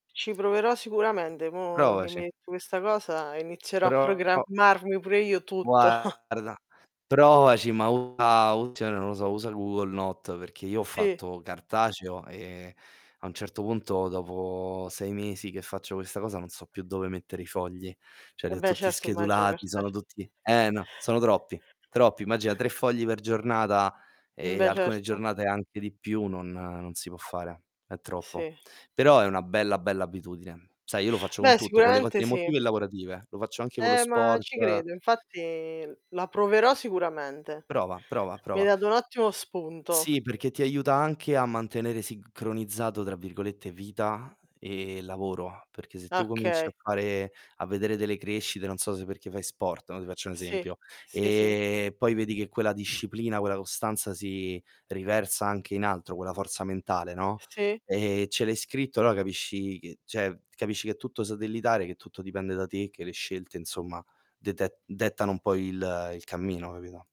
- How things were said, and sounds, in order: mechanical hum; distorted speech; other background noise; chuckle; "cioè" said as "ceh"; "Cioè" said as "ceh"; "okay" said as "kay"; "cioè" said as "ceh"
- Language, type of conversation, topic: Italian, unstructured, Come gestisci le distrazioni quando hai cose importanti da fare?